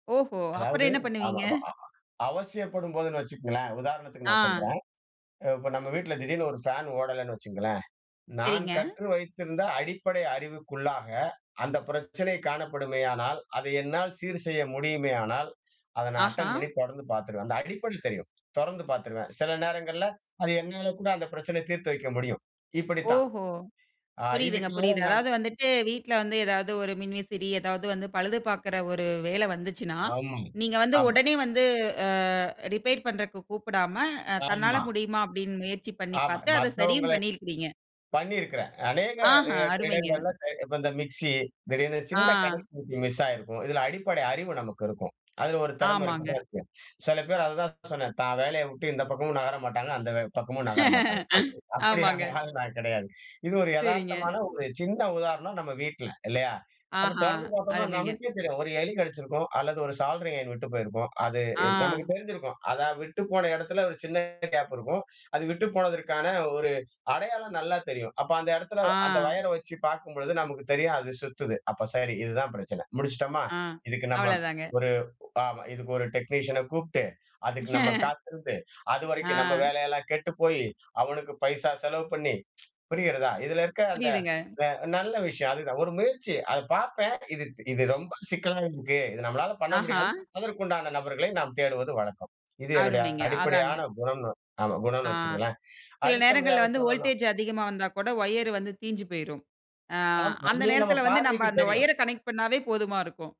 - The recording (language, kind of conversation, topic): Tamil, podcast, முந்தைய திறமைகளை புதிய வேலையில் எப்படி பயன்படுத்தினீர்கள்?
- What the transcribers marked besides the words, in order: in English: "அட்டெண்ட்"; drawn out: "அ"; in English: "ரிப்பேர்"; in English: "கனெக்டிவிட்டி மிஸ்"; laugh; chuckle; other noise; in English: "சாலரி ஐயன்"; in English: "டெக்னீசியன"; chuckle; tsk; in English: "வோல்டேஜ்"; tapping